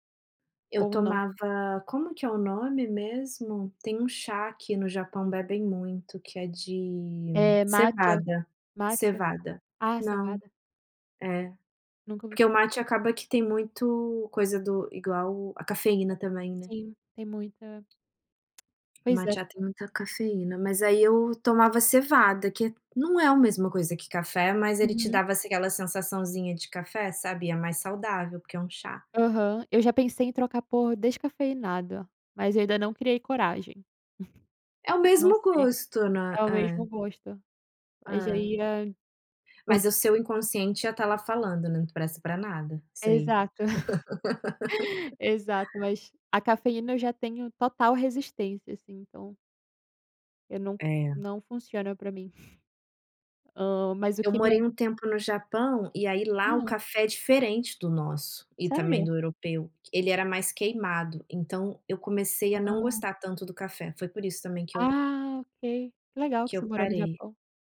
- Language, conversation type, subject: Portuguese, unstructured, Qual é o seu truque para manter a energia ao longo do dia?
- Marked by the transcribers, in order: tapping; chuckle; chuckle; laugh